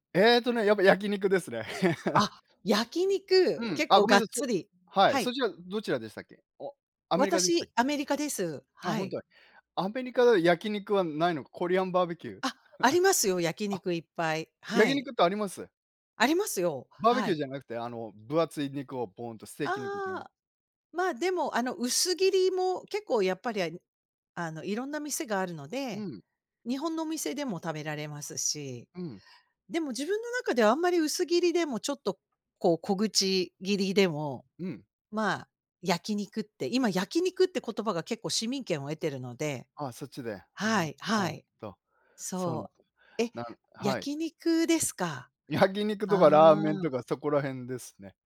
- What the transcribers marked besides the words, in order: laugh; chuckle
- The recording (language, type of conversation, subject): Japanese, unstructured, 疲れたときに元気を出すにはどうしたらいいですか？